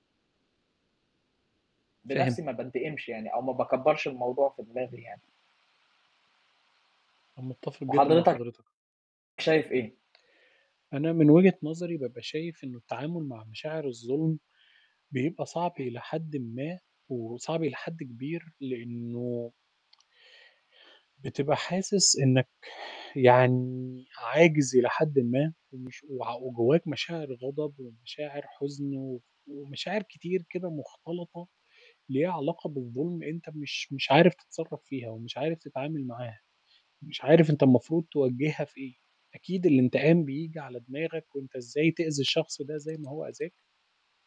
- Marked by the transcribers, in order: mechanical hum; distorted speech
- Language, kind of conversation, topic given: Arabic, unstructured, إيه رأيك في فكرة الانتقام لما تحس إنك اتظلمت؟